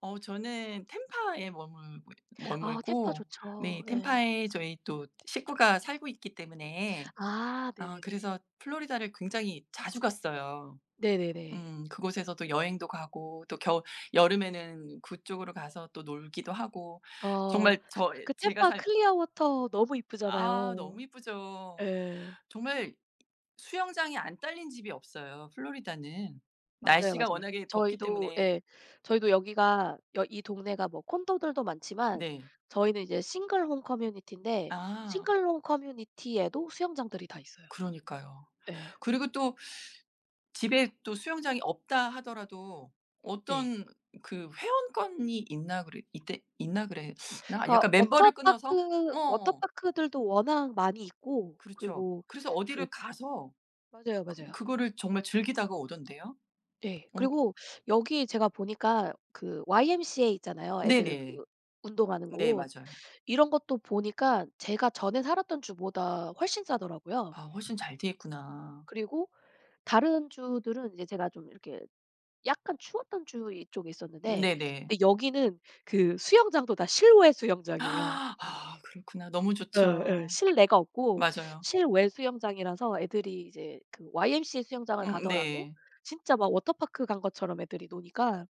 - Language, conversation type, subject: Korean, unstructured, 여름 방학과 겨울 방학 중 어느 방학이 더 기다려지시나요?
- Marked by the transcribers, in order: other background noise; tapping; gasp